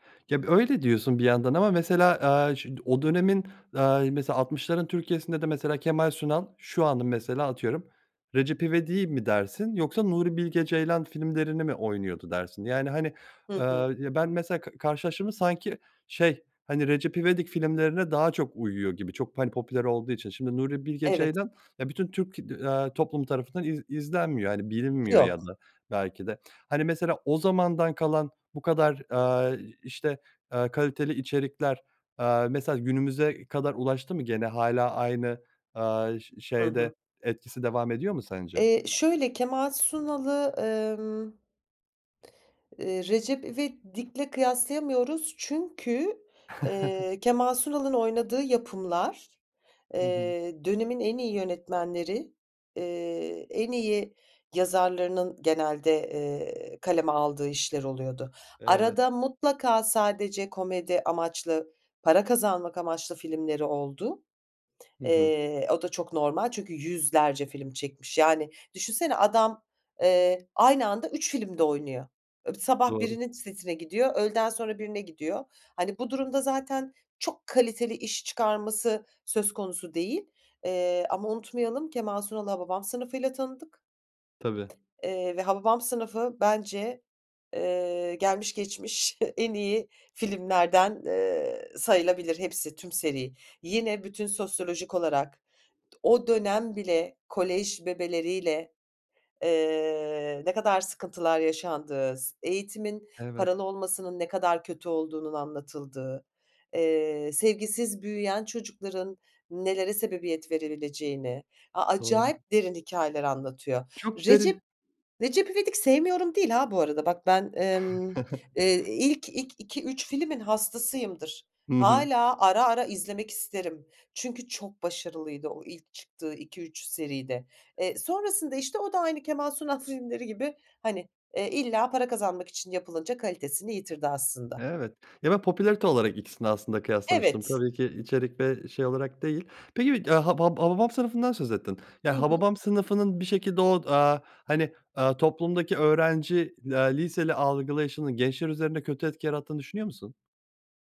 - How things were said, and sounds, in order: tapping; chuckle; other background noise; chuckle; chuckle; unintelligible speech
- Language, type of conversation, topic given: Turkish, podcast, Sence bazı filmler neden yıllar geçse de unutulmaz?